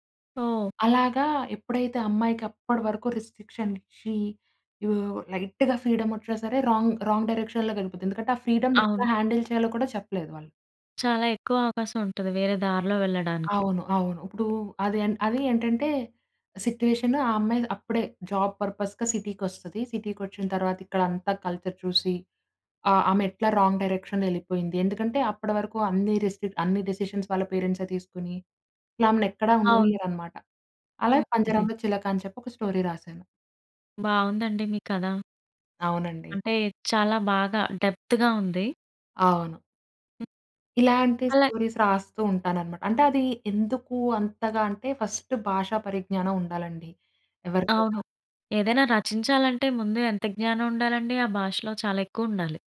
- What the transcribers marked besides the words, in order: in English: "రెస్ట్రిక్షన్"; in English: "లైట్‌గా ఫ్రీడమ్"; in English: "రాంగ్, రాంగ్"; in English: "ఫ్రీడమ్‌ని"; in English: "హ్యాండిల్"; other background noise; in English: "సిట్యుయేషన్"; in English: "జాబ్ పర్‌పస్‌గా"; in English: "కల్చర్"; in English: "రాంగ్ డైరెక్షన్‌లో"; in English: "రెస్ట్రిక్ట్"; in English: "డెసిషన్స్"; other noise; in English: "స్టోరీ"; in English: "డెప్త్‌గా"; in English: "స్టోరీస్"; in English: "ఫస్ట్"
- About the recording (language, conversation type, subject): Telugu, podcast, మీ భాష మీ గుర్తింపుపై ఎంత ప్రభావం చూపుతోంది?